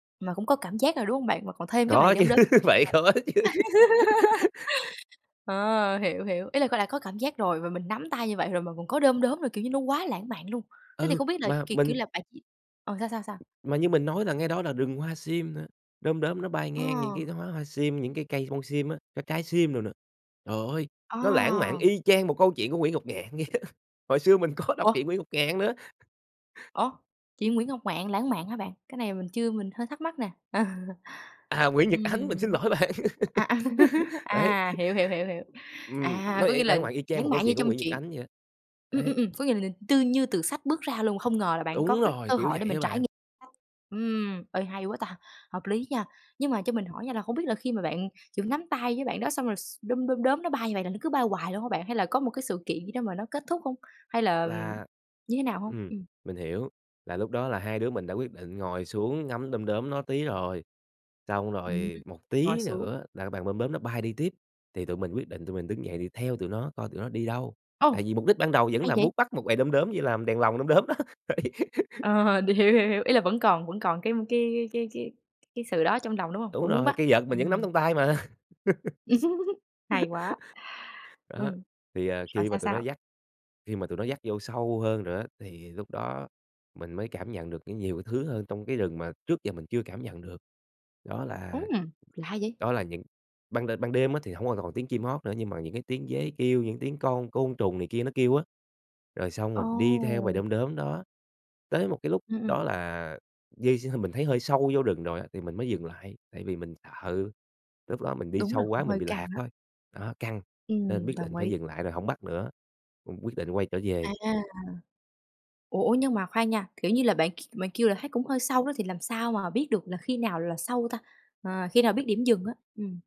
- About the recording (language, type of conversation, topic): Vietnamese, podcast, Bạn có câu chuyện nào về một đêm đầy đom đóm không?
- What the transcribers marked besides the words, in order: laughing while speaking: "Có chứ, phải có chứ"; other background noise; laugh; laughing while speaking: "vậy đó"; laughing while speaking: "có"; laughing while speaking: "Ờ"; laughing while speaking: "À, Nguyễn Nhật Ánh, mình xin lỗi bạn!"; tapping; laugh; laugh; unintelligible speech; laughing while speaking: "đó, đấy"; laugh; laugh